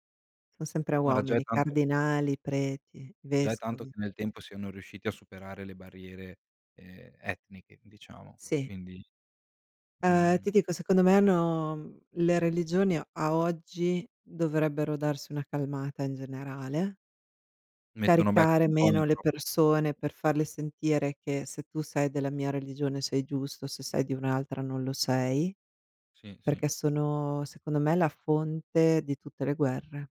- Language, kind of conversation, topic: Italian, unstructured, In che modo la religione può unire o dividere le persone?
- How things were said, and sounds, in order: none